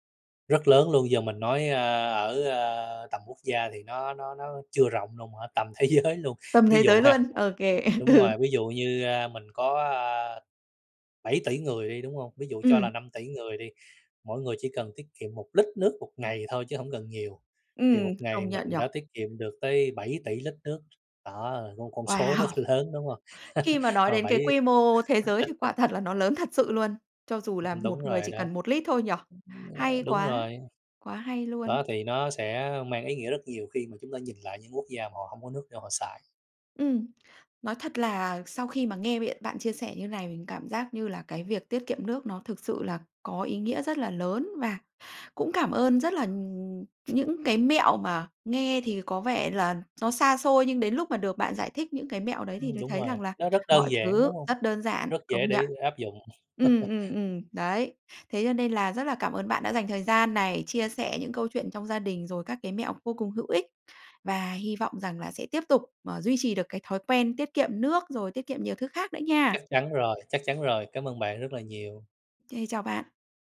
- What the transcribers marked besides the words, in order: laughing while speaking: "thế giới luôn"; other background noise; chuckle; laughing while speaking: "ừ"; tapping; laugh; chuckle
- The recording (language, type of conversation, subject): Vietnamese, podcast, Bạn có những mẹo nào để tiết kiệm nước trong sinh hoạt hằng ngày?